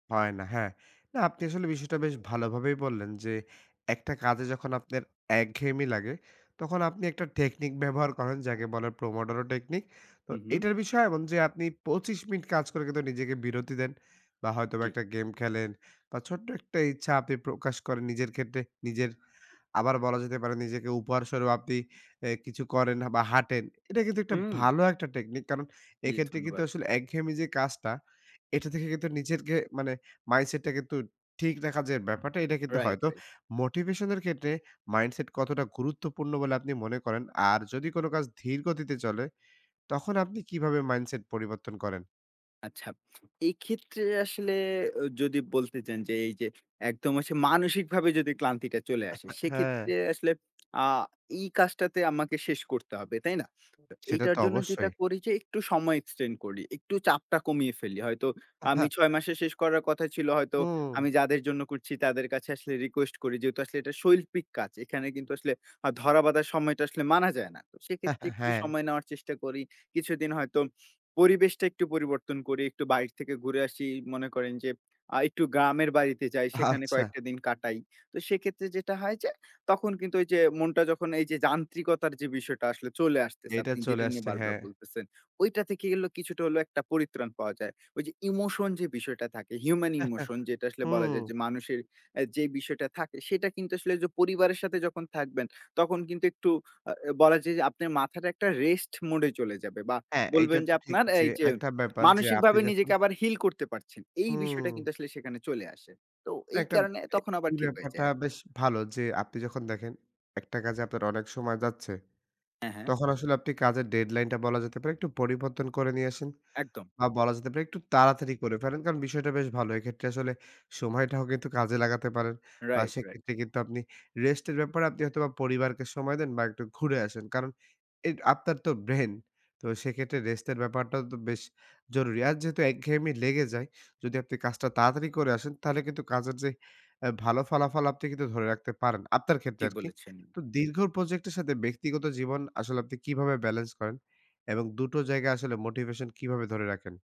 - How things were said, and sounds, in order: other background noise; lip smack; throat clearing; in English: "এক্সটেন্ড"; laughing while speaking: "আচ্ছা"; chuckle; tapping
- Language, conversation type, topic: Bengali, podcast, দীর্ঘ প্রকল্পে কাজ করার সময় মোটিভেশন ধরে রাখতে আপনি কী করেন?